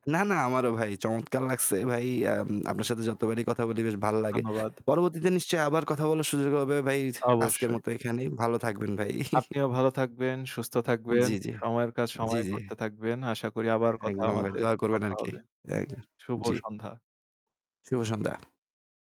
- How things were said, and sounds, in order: static; other background noise; chuckle
- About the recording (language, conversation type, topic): Bengali, unstructured, কাজের চাপ সামলাতে আপনার কী কী উপায় আছে?